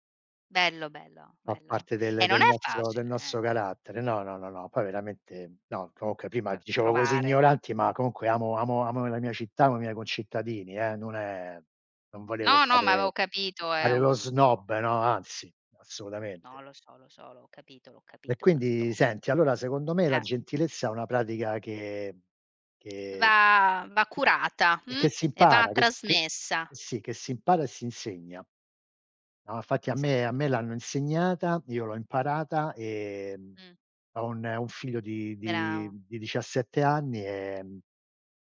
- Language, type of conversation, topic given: Italian, unstructured, Qual è il ruolo della gentilezza nella tua vita?
- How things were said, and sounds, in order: other background noise; "infatti" said as "nfatti"; tapping